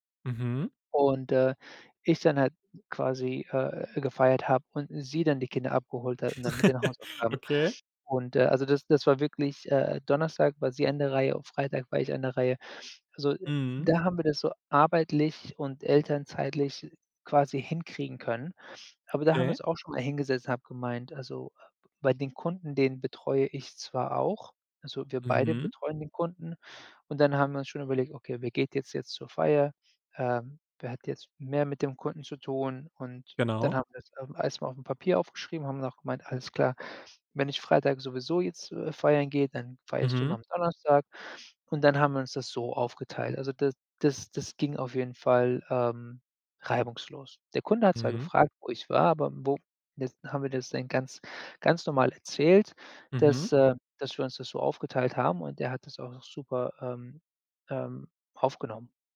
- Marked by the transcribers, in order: chuckle
- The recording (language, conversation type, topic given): German, podcast, Wie teilt ihr Elternzeit und Arbeit gerecht auf?